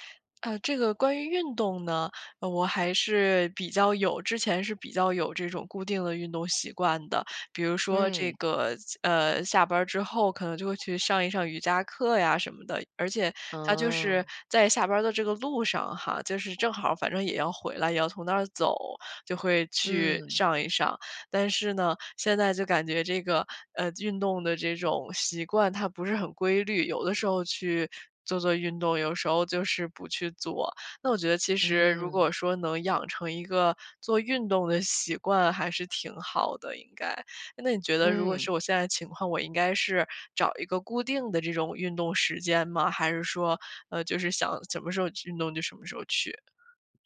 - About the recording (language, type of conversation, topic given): Chinese, advice, 我为什么总是无法坚持早起或保持固定的作息时间？
- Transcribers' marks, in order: tapping; other background noise